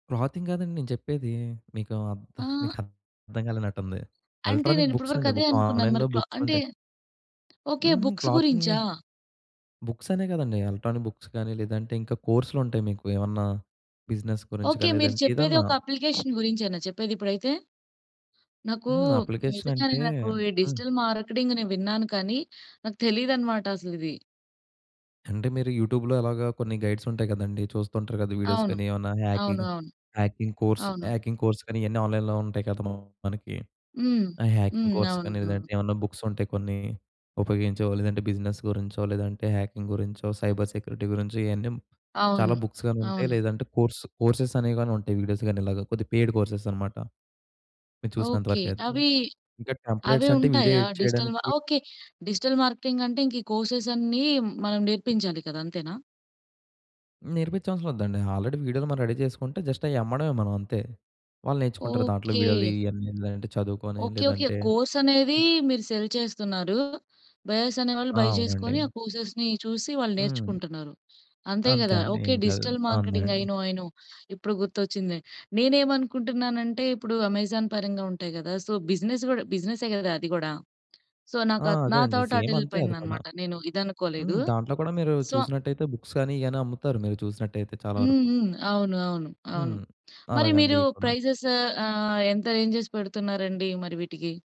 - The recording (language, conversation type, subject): Telugu, podcast, ఆలస్యంగా అయినా కొత్త నైపుణ్యం నేర్చుకోవడం మీకు ఎలా ఉపయోగపడింది?
- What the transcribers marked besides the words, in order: in English: "క్లాతింగ్"; chuckle; in English: "ఎలక్ట్రానిక్"; in English: "బుక్ ఆన్‌లైన్‌లో"; tapping; in English: "బుక్స్"; in English: "ఎలక్ట్రానిక్ బుక్స్"; in English: "బిజినెస్"; other background noise; in English: "అప్లికేషన్"; in English: "డిజిటల్ మార్కెటింగ్"; in English: "యూట్యూబ్‌లో"; in English: "వీడియోస్"; in English: "హ్యాకింగ్ హ్యాకింగ్ కోర్స్, హ్యాకింగ్ కోర్స్"; in English: "ఆన్‌లైన్‌లో"; in English: "హ్యాకింగ్ కోర్స్"; in English: "బిజినెస్"; in English: "హ్యాకింగ్"; in English: "సైబర్ సెక్యూరిటీ"; in English: "బుక్స్"; in English: "కోర్స్ కోర్సెస్"; in English: "వీడియోస్"; in English: "పెయిడ్ కోర్సెస్"; in English: "టెంప్లేట్స్"; in English: "డిజిటల్"; in English: "వీడియో ఎడిట్"; in English: "డిజిటల్ మార్కెటింగ్"; in English: "కోర్సెస్"; in English: "ఆల్రెడీ"; in English: "రెడీ"; in English: "జస్ట్"; in English: "సెల్"; in English: "బయర్స్"; in English: "బయ్"; in English: "కోర్సెస్‌ని"; in English: "డిజిటల్ మార్కెటింగ్. ఐ నో. ఐ నో"; in English: "సో, బిజినెస్"; in English: "సో"; in English: "సేమ్"; in English: "థాట్"; in English: "బుక్స్"; in English: "సో"; in English: "ప్రైజెస్"; in English: "రేంజెస్"